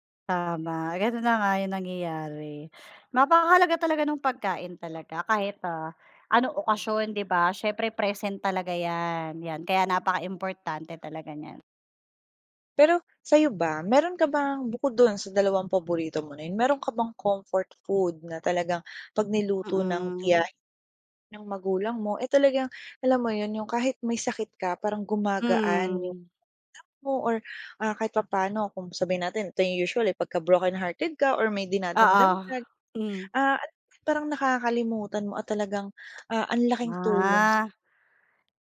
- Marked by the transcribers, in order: other background noise
- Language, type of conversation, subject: Filipino, podcast, Ano ang kuwento sa likod ng paborito mong ulam sa pamilya?